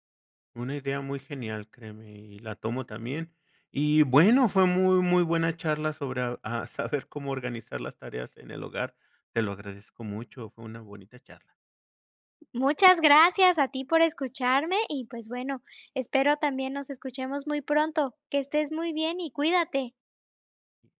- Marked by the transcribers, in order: none
- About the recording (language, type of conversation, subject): Spanish, podcast, ¿Cómo organizas las tareas del hogar en familia?